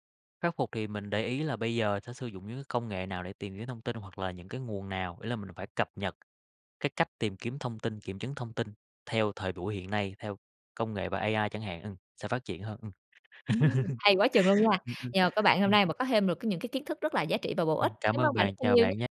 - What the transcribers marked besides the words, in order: tapping; laugh
- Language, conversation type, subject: Vietnamese, podcast, Bạn có mẹo kiểm chứng thông tin đơn giản không?